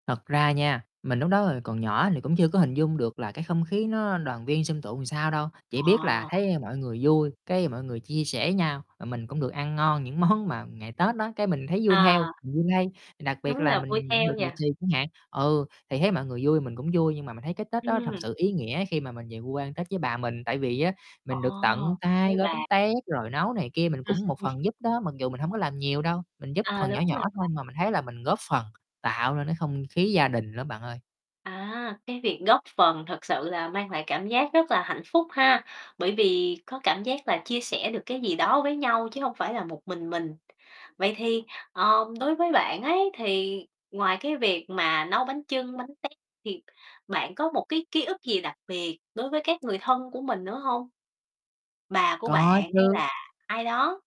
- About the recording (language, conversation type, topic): Vietnamese, podcast, Kỷ niệm Tết nào bạn không bao giờ quên?
- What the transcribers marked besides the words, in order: tapping; laughing while speaking: "món"; distorted speech; laugh; other background noise